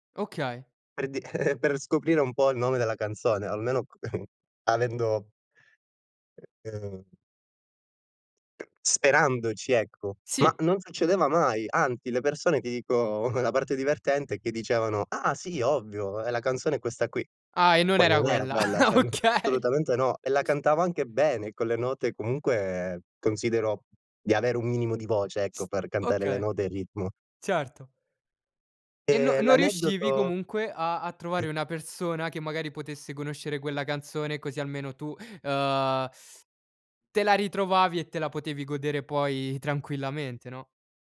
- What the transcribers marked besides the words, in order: chuckle; chuckle; other background noise; tapping; unintelligible speech; chuckle; unintelligible speech; chuckle; laughing while speaking: "Okay"; chuckle; teeth sucking; laughing while speaking: "tranquillamente"
- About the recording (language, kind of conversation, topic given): Italian, podcast, Quale canzone ti fa sentire a casa?